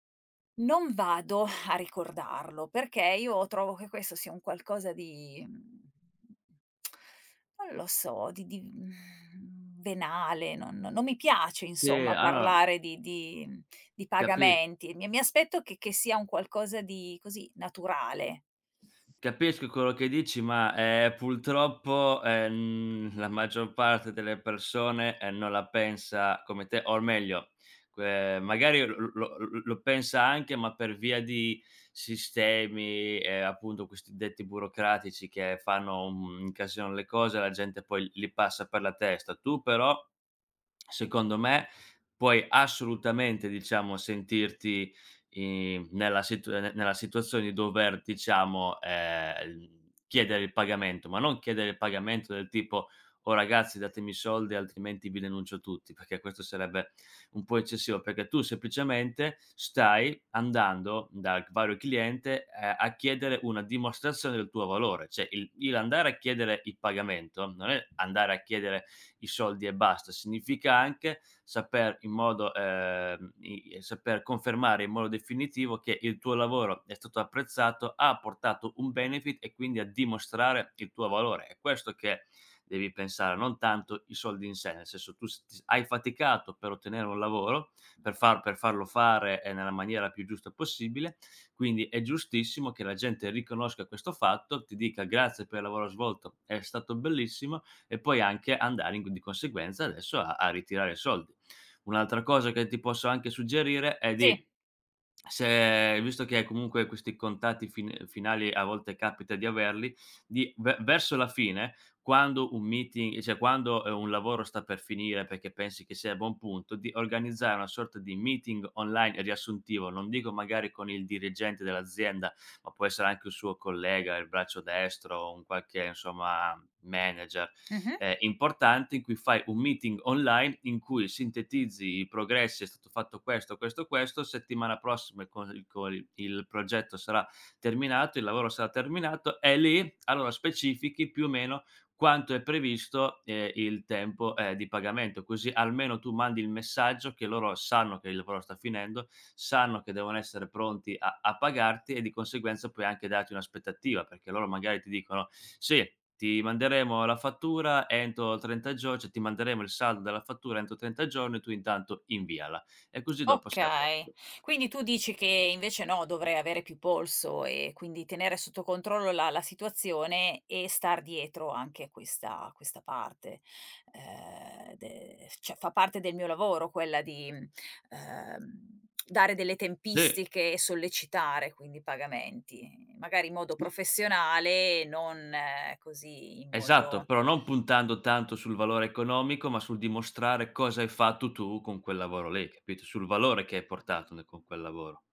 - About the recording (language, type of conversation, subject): Italian, advice, Come posso superare l’imbarazzo nel monetizzare o nel chiedere il pagamento ai clienti?
- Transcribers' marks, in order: sigh; tsk; exhale; "allora" said as "alora"; tapping; "purtroppo" said as "pultroppo"; stressed: "assolutamente"; drawn out: "ehm"; drawn out: "ehm"; drawn out: "se"; in English: "meeting"; in English: "meeting"; in English: "meeting"; drawn out: "Ehm"; other background noise; tsk